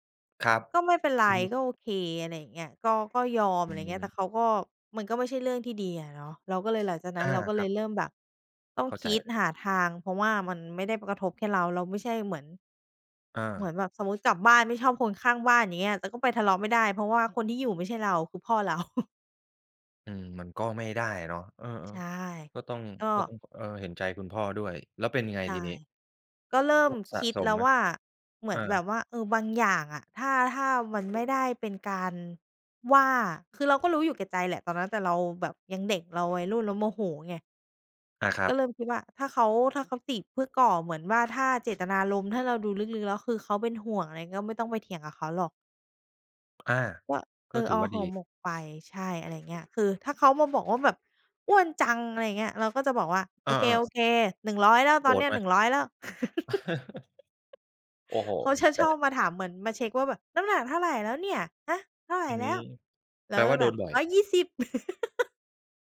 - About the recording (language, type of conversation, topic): Thai, podcast, คุณรับมือกับคำวิจารณ์จากญาติอย่างไร?
- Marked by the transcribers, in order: other background noise; chuckle; chuckle; tapping; put-on voice: "น้ำหนักเท่าไรแล้วเนี่ย ฮะ เท่าไรแล้ว ?"; laugh